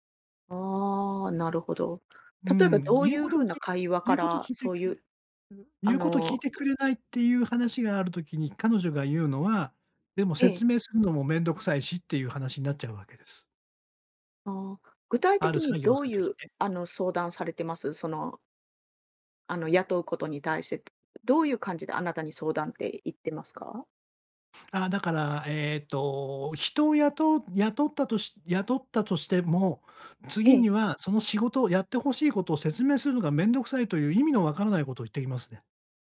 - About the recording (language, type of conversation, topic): Japanese, advice, 意見が違うときに、お互いを尊重しながら対話するにはどうすればよいですか？
- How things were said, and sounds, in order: other noise; tapping